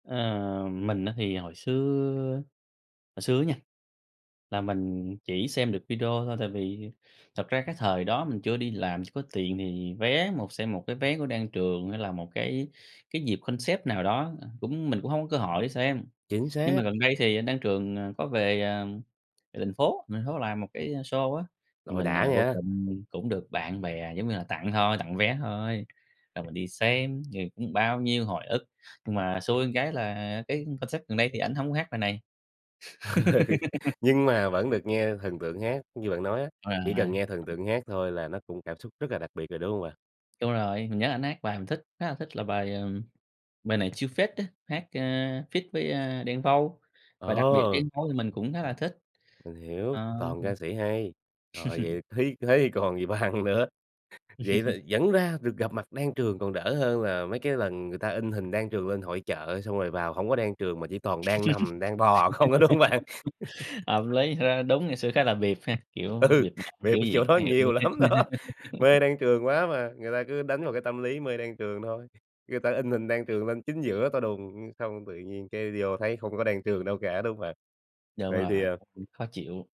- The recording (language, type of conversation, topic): Vietnamese, podcast, Bản tình ca nào khiến bạn vẫn tin vào tình yêu?
- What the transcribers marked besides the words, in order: in English: "concept"; tapping; other background noise; in English: "concert"; laugh; unintelligible speech; in English: "feat"; laugh; laughing while speaking: "bằng nữa"; laugh; laugh; laughing while speaking: "không á, đúng hông bạn?"; laugh; laughing while speaking: "Ừ, bịp ở chỗ đó nhiều lắm đó"; laugh; unintelligible speech